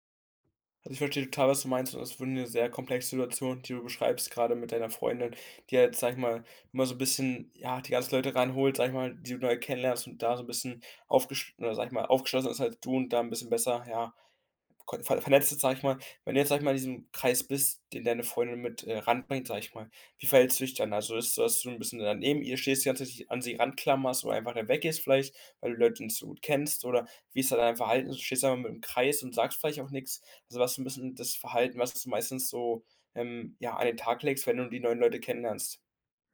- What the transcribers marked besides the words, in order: none
- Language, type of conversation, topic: German, advice, Warum fühle ich mich auf Partys und Feiern oft ausgeschlossen?